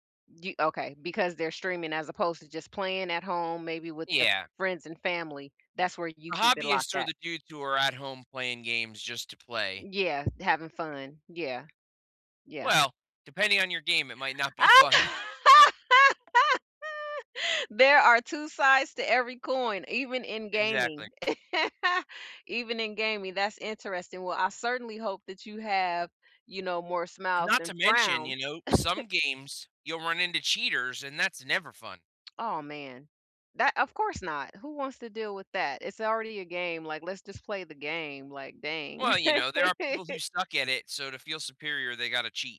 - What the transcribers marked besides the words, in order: tapping; laugh; laughing while speaking: "fun"; chuckle; laugh; chuckle; lip smack; laugh
- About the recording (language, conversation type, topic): English, unstructured, What hobby would help me smile more often?
- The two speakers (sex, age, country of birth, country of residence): female, 55-59, United States, United States; male, 35-39, United States, United States